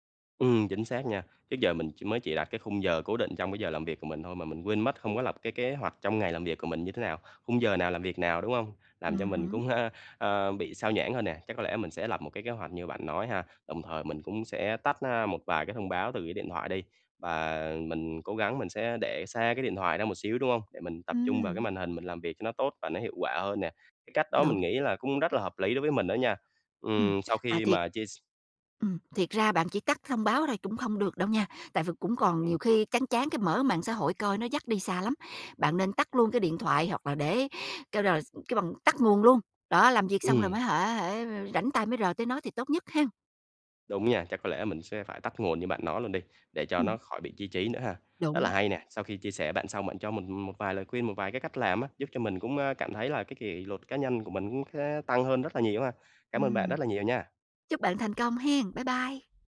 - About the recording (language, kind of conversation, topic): Vietnamese, advice, Làm sao để duy trì kỷ luật cá nhân trong công việc hằng ngày?
- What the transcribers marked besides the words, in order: tapping